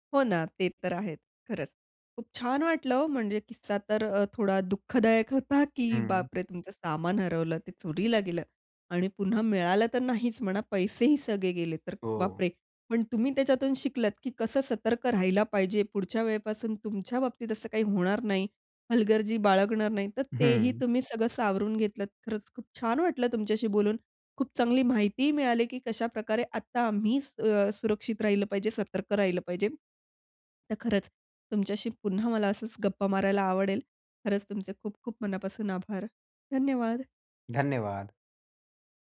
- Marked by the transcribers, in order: surprised: "बापरे!"; tapping
- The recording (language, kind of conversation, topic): Marathi, podcast, प्रवासात तुमचं सामान कधी हरवलं आहे का, आणि मग तुम्ही काय केलं?